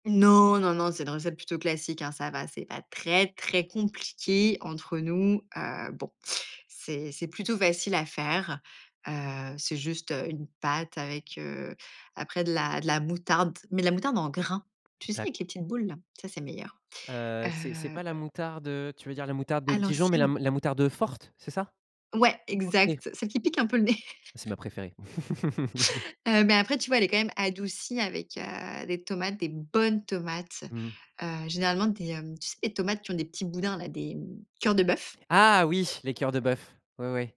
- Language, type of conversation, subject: French, podcast, Quelle odeur de cuisine te ramène instantanément chez toi, et pourquoi ?
- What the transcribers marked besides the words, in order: tapping; stressed: "très"; stressed: "forte"; chuckle; stressed: "bonnes"; other background noise